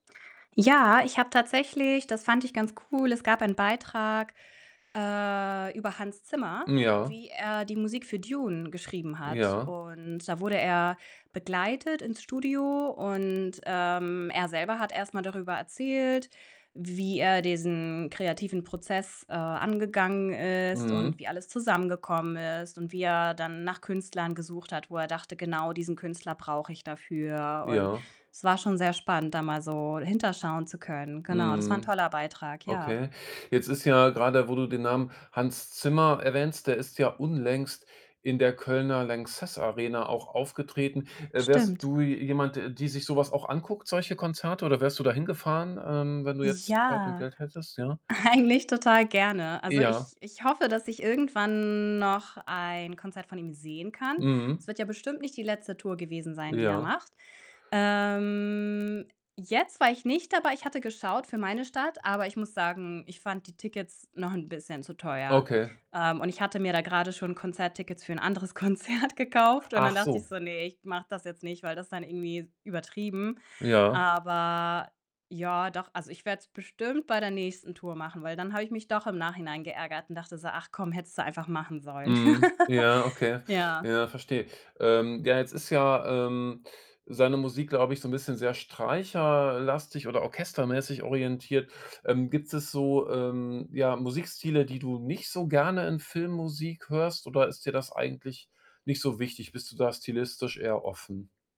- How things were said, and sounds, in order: distorted speech; other background noise; tapping; laughing while speaking: "Eigentlich"; drawn out: "Ähm"; laughing while speaking: "anderes Konzert"; laugh
- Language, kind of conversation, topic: German, podcast, Wie wichtig ist Musik für einen Film, deiner Meinung nach?